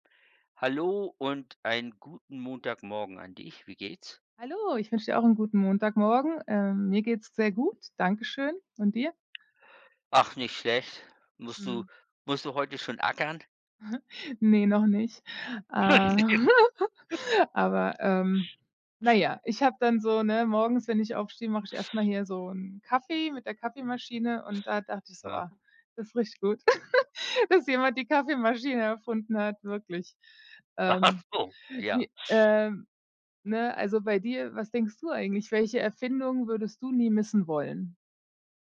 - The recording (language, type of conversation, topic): German, unstructured, Welche Erfindung würdest du am wenigsten missen wollen?
- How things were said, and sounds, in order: other background noise; chuckle; giggle; snort; laugh; laughing while speaking: "Ach so"